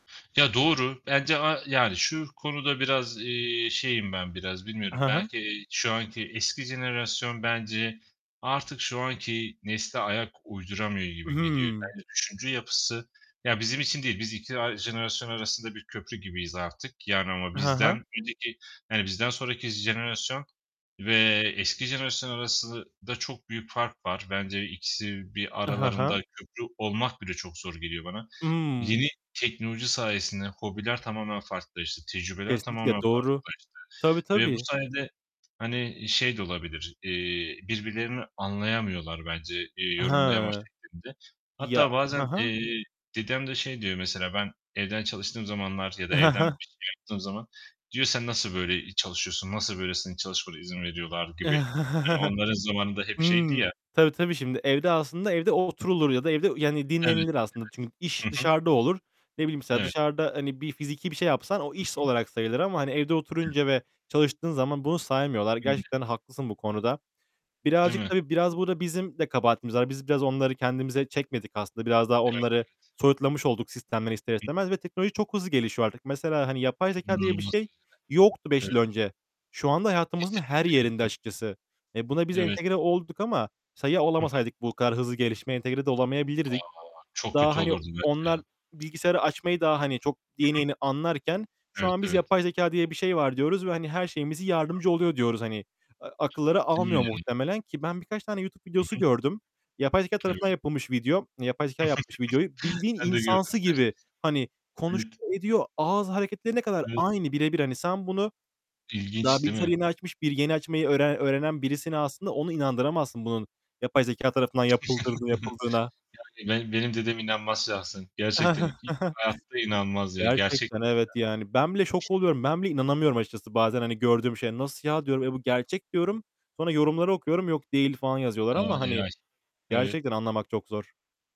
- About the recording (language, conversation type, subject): Turkish, unstructured, Hobilerin insan ilişkilerini nasıl etkilediğini düşünüyorsun?
- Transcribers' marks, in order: other background noise; distorted speech; tapping; chuckle; chuckle; static; unintelligible speech; unintelligible speech; unintelligible speech; chuckle; unintelligible speech; chuckle; chuckle; in English: "AI"